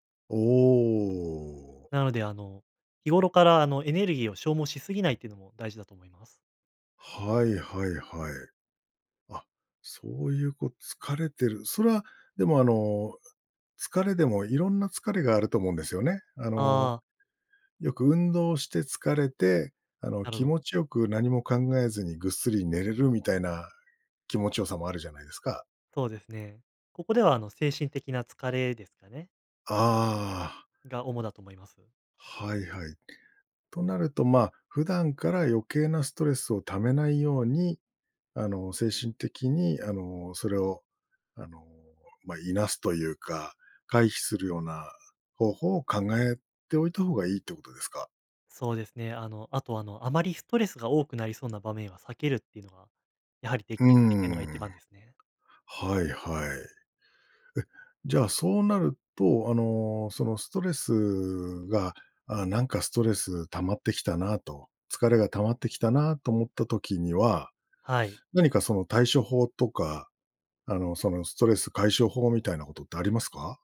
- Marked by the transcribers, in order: other background noise; tapping
- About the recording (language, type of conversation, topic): Japanese, podcast, 不安なときにできる練習にはどんなものがありますか？